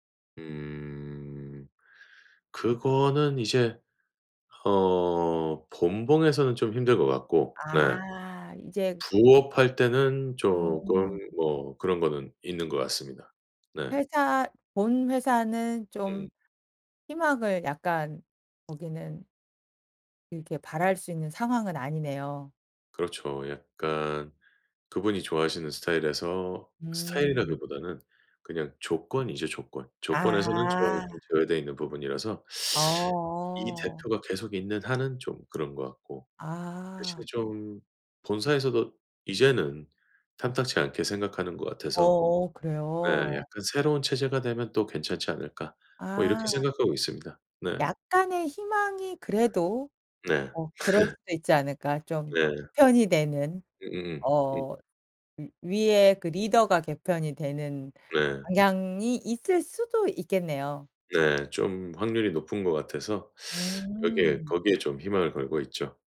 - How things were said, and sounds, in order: other background noise; tapping; teeth sucking; laugh; teeth sucking
- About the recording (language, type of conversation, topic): Korean, advice, 조직 개편으로 팀과 업무 방식이 급격히 바뀌어 불안할 때 어떻게 대처하면 좋을까요?